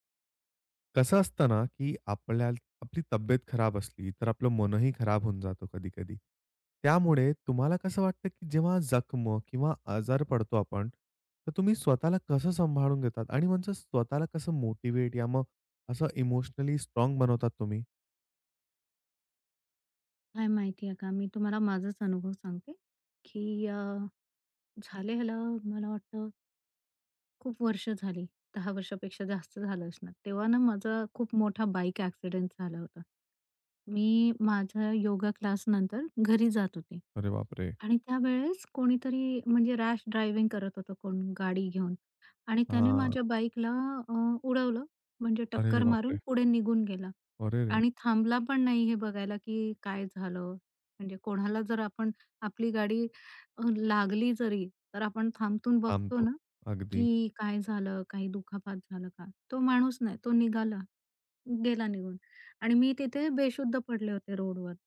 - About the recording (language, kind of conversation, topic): Marathi, podcast, जखम किंवा आजारानंतर स्वतःची काळजी तुम्ही कशी घेता?
- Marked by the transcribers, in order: sad: "अरेरे!"